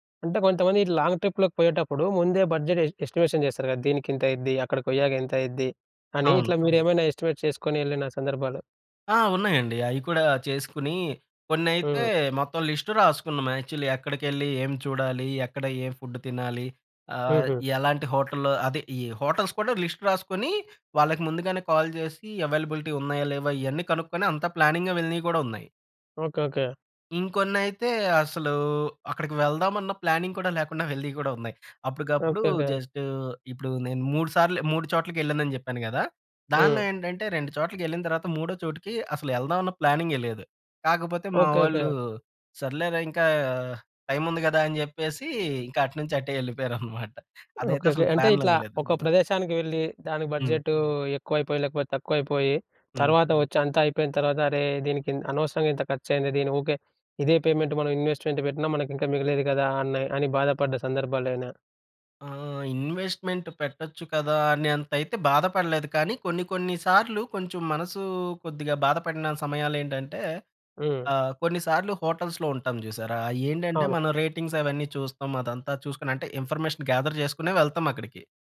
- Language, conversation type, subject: Telugu, podcast, ప్రయాణాలు, కొత్త అనుభవాల కోసం ఖర్చు చేయడమా లేదా ఆస్తి పెంపుకు ఖర్చు చేయడమా—మీకు ఏది ఎక్కువ ముఖ్యమైంది?
- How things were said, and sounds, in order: in English: "బడ్జెట్ ఎ ఎస్టిమేషన్"; in English: "ఎస్టిమేట్"; in English: "లిస్ట్"; in English: "యాక్చువల్లీ"; in English: "ఫుడ్"; in English: "హోటల్‌లో"; in English: "హోటల్స్"; in English: "లిస్ట్"; in English: "కాల్"; in English: "అవైలబిలిటీ"; in English: "ప్లానింగ్‌గా"; in English: "ప్లానింగ్"; in English: "జస్ట్"; in English: "టైమ్"; chuckle; in English: "పేమెంట్"; in English: "ఇన్వెస్ట్‌మెంట్"; horn; in English: "హోటల్స్‌లో"; in English: "రేటింగ్స్"; in English: "ఇన్ఫర్మేషన్ గ్యాద‌ర్"